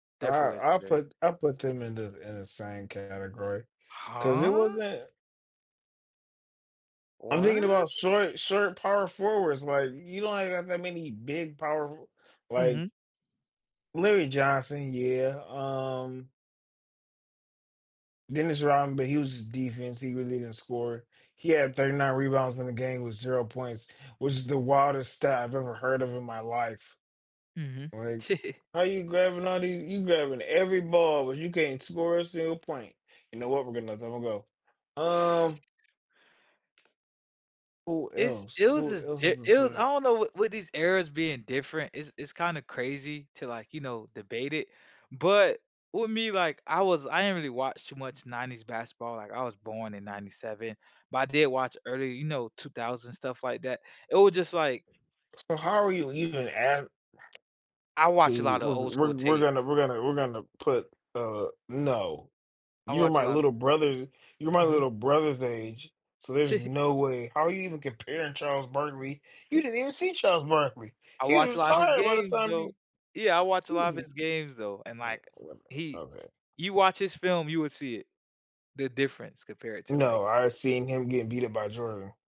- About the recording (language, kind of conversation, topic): English, unstructured, How does customizing avatars in video games help players express themselves and feel more connected to the game?
- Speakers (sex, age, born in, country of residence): male, 30-34, United States, United States; male, 35-39, United States, United States
- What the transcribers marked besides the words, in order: drawn out: "Huh?"; drawn out: "What?"; chuckle; other noise; tapping; other background noise; chuckle